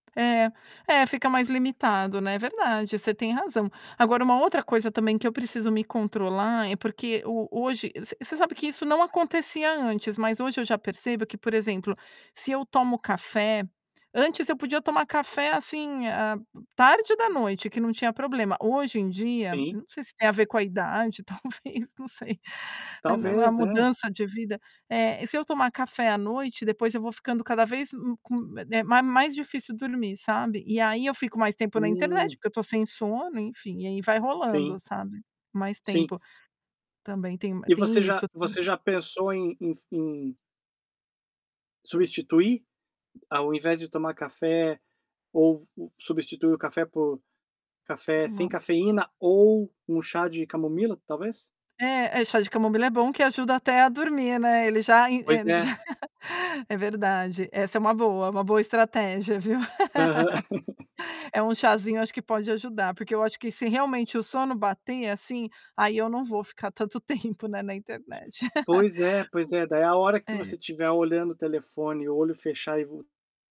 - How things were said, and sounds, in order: tapping; laughing while speaking: "talvez, não sei"; static; unintelligible speech; chuckle; laugh; other background noise; laughing while speaking: "tempo"; chuckle; unintelligible speech
- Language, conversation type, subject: Portuguese, advice, Como posso manter um horário de sono regular?